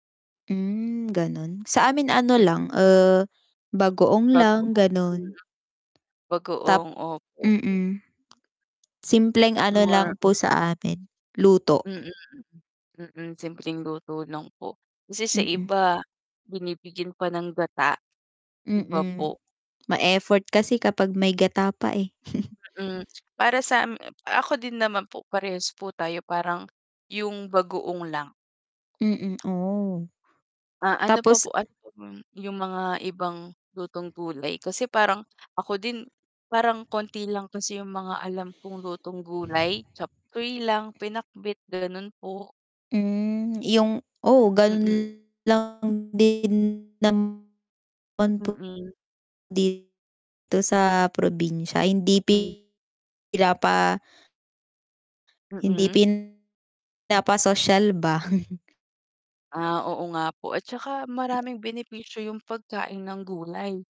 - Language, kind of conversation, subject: Filipino, unstructured, Paano mo isinasama ang masusustansiyang pagkain sa iyong pang-araw-araw na pagkain?
- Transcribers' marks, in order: static; distorted speech; tongue click; chuckle; tapping; other background noise; mechanical hum; chuckle; unintelligible speech